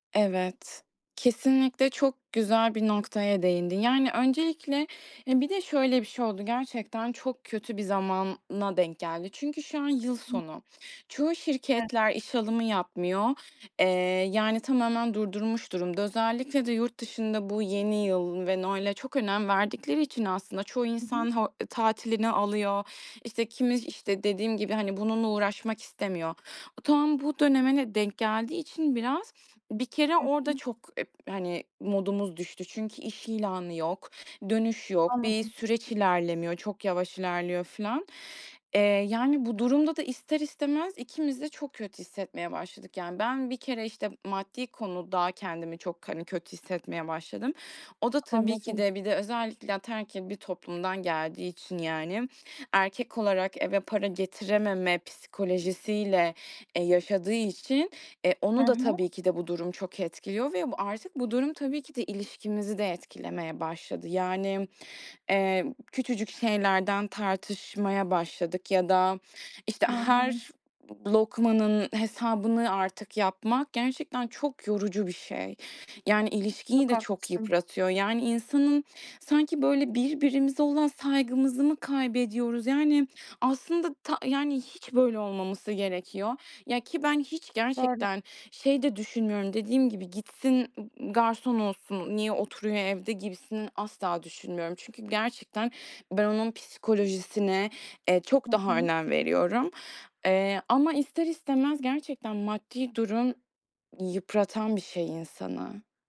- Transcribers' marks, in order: "zamana" said as "zamanna"; unintelligible speech; tapping; other background noise
- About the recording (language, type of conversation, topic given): Turkish, advice, Geliriniz azaldığında harcamalarınızı kısmakta neden zorlanıyorsunuz?